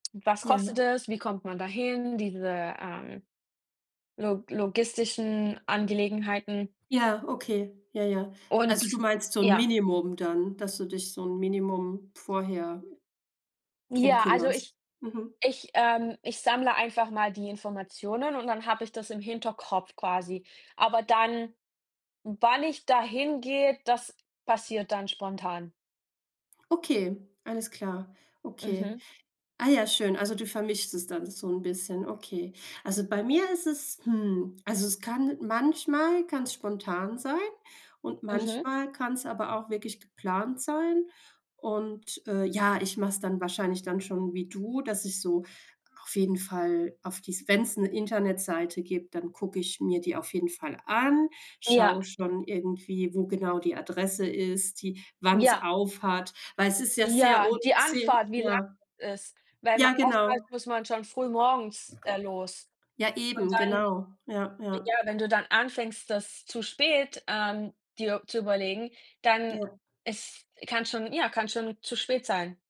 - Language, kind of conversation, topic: German, unstructured, Magst du es lieber, spontane Ausflüge zu machen, oder planst du alles im Voraus?
- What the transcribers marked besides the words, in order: other background noise